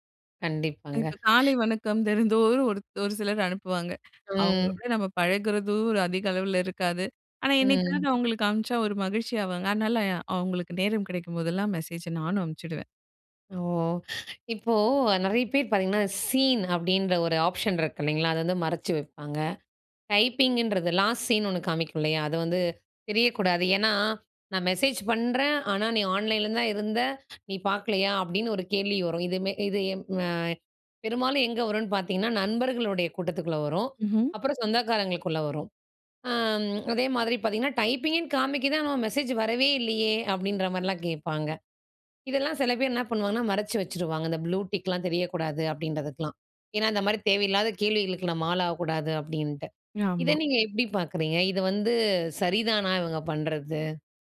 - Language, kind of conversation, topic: Tamil, podcast, நீங்கள் செய்தி வந்தவுடன் உடனே பதிலளிப்பீர்களா?
- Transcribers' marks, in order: inhale; in English: "ஆப்ஷன்"; in English: "டைப்பிங்குன்றது, லாஸ்ட் சீன்"; in English: "ஆன்லைன்ல"; in English: "டைப்பிங்குன்னு"; in English: "ப்ளூ டிக்ல்லாம்"